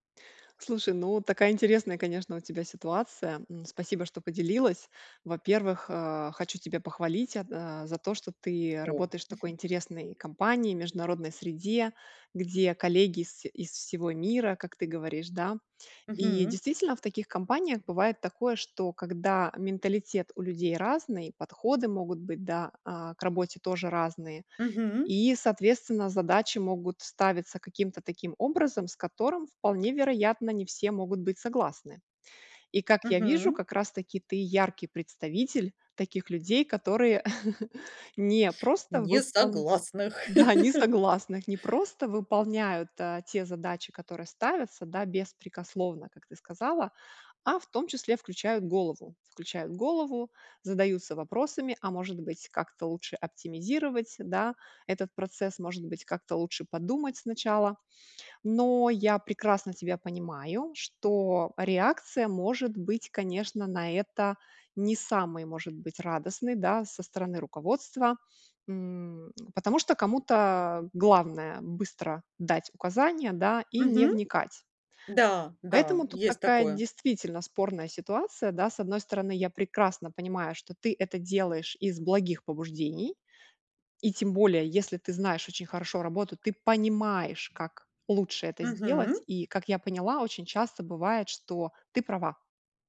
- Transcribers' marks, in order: tapping; chuckle; other background noise; put-on voice: "Несогласных"; chuckle; laugh
- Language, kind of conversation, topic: Russian, advice, Как мне улучшить свою профессиональную репутацию на работе?